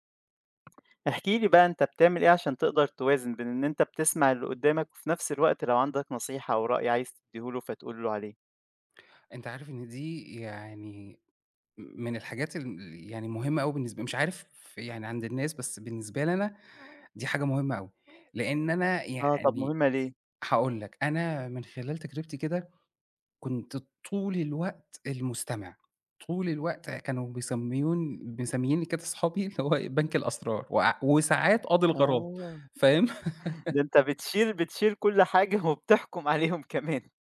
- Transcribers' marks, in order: tapping; "بيسمّوني" said as "بيسميوني"; laughing while speaking: "اللي هو بنك الأسرار"; laugh; laughing while speaking: "حاجة وبتحكم عليهم كمان"
- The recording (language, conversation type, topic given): Arabic, podcast, إزاي تقدر توازن بين إنك تسمع كويس وإنك تدي نصيحة من غير ما تفرضها؟